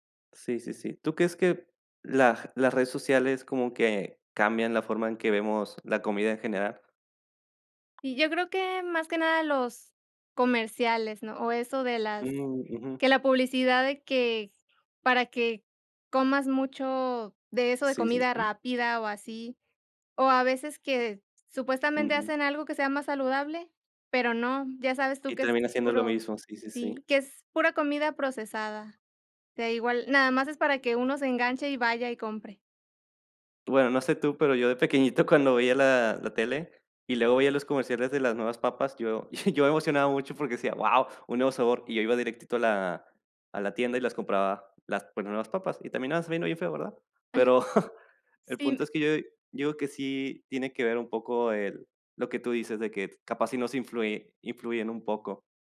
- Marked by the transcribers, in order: other background noise; tapping; laughing while speaking: "pequeñito"; chuckle; chuckle
- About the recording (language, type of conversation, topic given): Spanish, unstructured, ¿Crees que las personas juzgan a otros por lo que comen?